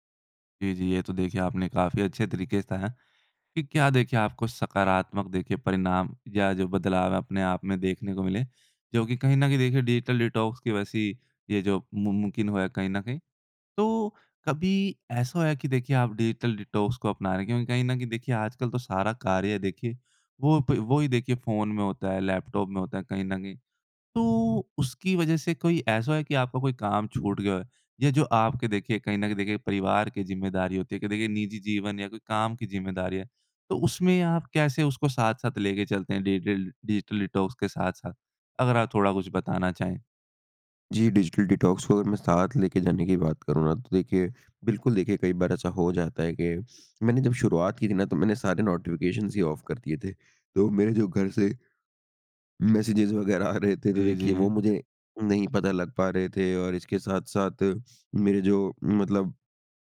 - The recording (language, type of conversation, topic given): Hindi, podcast, डिजिटल डिटॉक्स करने का आपका तरीका क्या है?
- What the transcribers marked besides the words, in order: in English: "डिजिटल डिटॉक्स"; in English: "डिजिटल डिटॉक्स"; in English: "डिजिटल डिजिटल डिटॉक्स"; in English: "डिजिटल डिटॉक्स"; in English: "नोटिफ़िकेशंस"; in English: "ऑफ"; yawn; in English: "मैसेजेस"